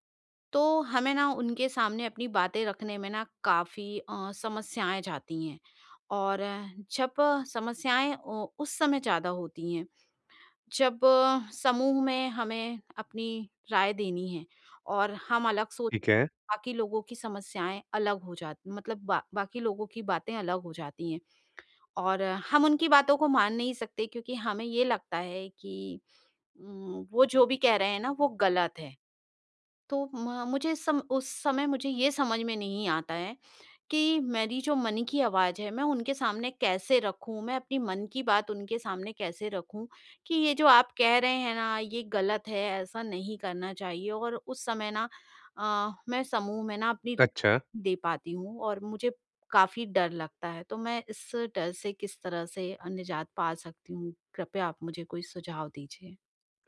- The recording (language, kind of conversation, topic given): Hindi, advice, समूह में जब सबकी सोच अलग हो, तो मैं अपनी राय पर कैसे कायम रहूँ?
- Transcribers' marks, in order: none